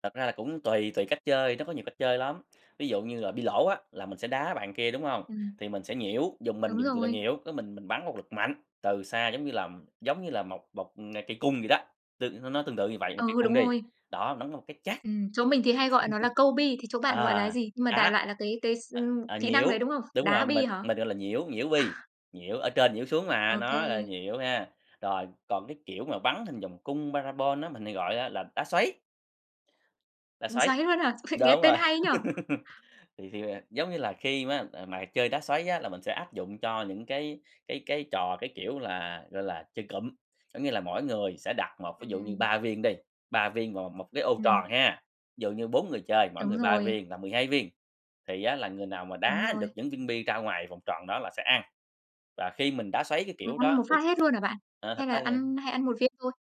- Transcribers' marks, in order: tapping; chuckle; chuckle; laugh; chuckle
- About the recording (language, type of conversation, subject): Vietnamese, podcast, Hồi nhỏ, bạn và đám bạn thường chơi những trò gì?
- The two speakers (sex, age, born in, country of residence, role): female, 25-29, Vietnam, Vietnam, host; male, 30-34, Vietnam, Vietnam, guest